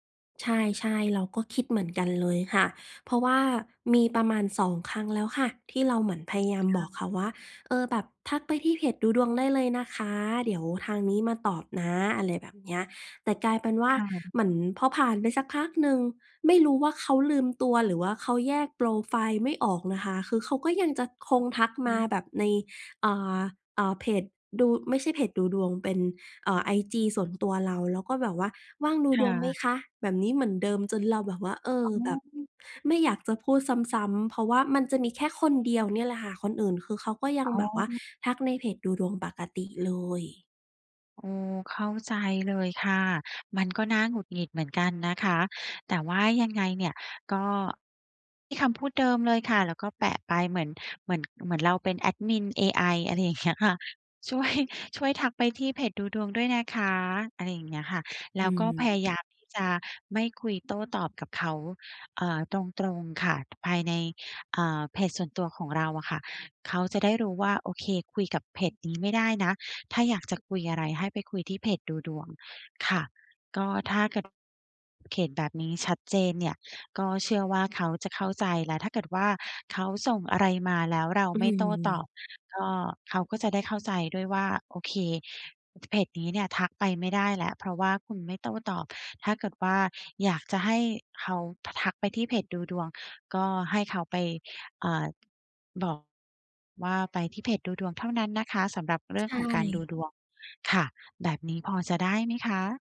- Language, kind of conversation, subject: Thai, advice, ฉันควรเริ่มอย่างไรเพื่อแยกงานกับชีวิตส่วนตัวให้ดีขึ้น?
- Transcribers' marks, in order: tapping